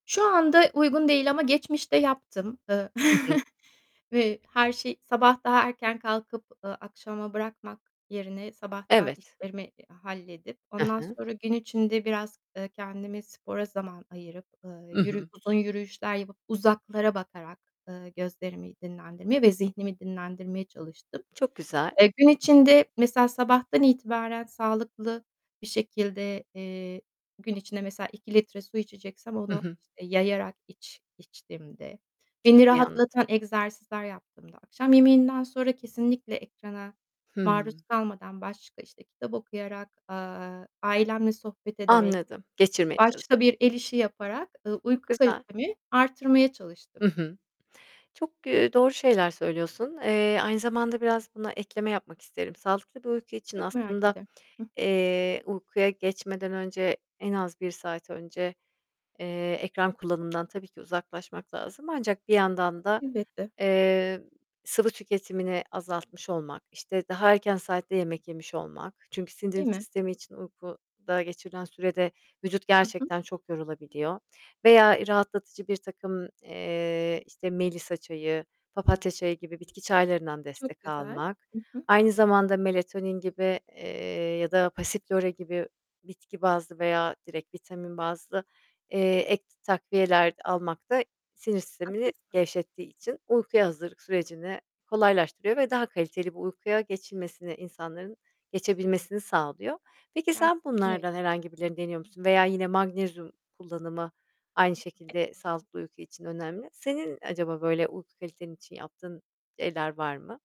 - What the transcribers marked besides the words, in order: distorted speech; chuckle; tapping; static; in Latin: "passiflora"
- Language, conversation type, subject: Turkish, podcast, Ekran ışığıyla uyku arasında nasıl bir denge kuruyorsun?